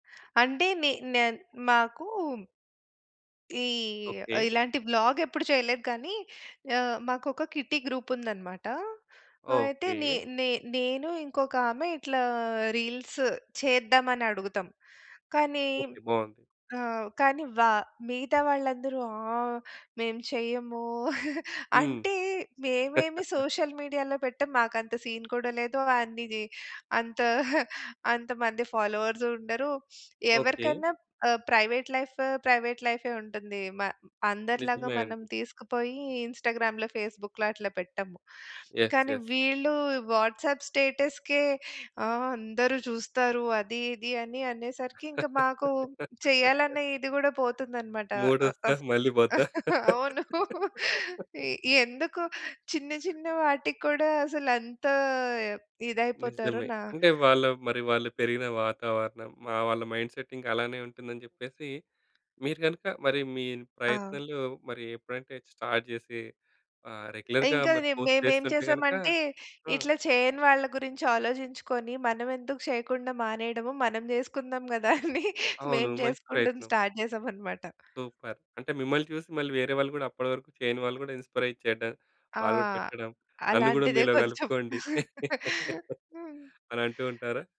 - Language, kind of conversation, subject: Telugu, podcast, ప్రజల ప్రతిస్పందన భయం కొత్తగా ప్రయత్నించడంలో ఎంతవరకు అడ్డంకి అవుతుంది?
- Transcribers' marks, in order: in English: "కిట్టీ గ్రూప్"; in English: "రీల్స్"; giggle; in English: "సోషల్ మీడియాలో"; chuckle; in English: "సీన్"; giggle; in English: "ఫాలోవర్స్"; in English: "ప్రైవేట్"; in English: "ప్రైవేట్"; in English: "ఇన్‌స్టాగ్రామ్‌లో ఫేస్‌బుక్‌లో"; in English: "యెస్. యెస్"; in English: "వాట్సాప్ స్టేటస్‌కే"; laugh; laugh; laughing while speaking: "అవును"; other noise; in English: "మైండ్‌సెట్"; tapping; in English: "స్టార్ట్"; in English: "రెగ్యులర్‌గా"; in English: "పోస్ట్"; chuckle; in English: "స్టార్ట్"; in English: "సూపర్"; chuckle; laugh